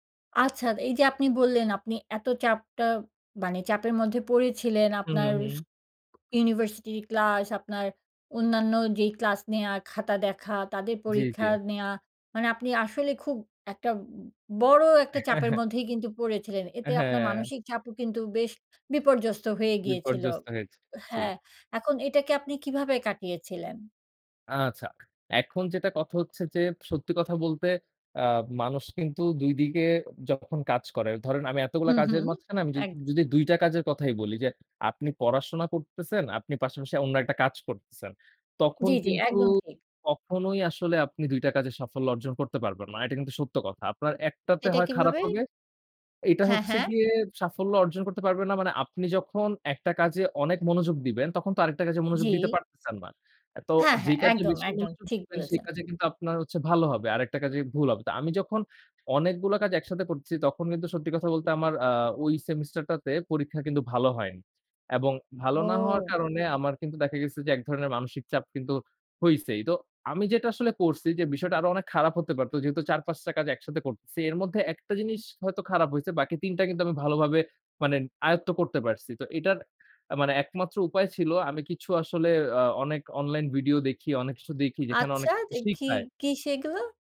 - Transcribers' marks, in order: tapping; laughing while speaking: "হ্যাঁ, হ্যাঁ"; other background noise
- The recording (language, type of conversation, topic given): Bengali, podcast, কাজের সময় মানসিক চাপ কীভাবে সামলান?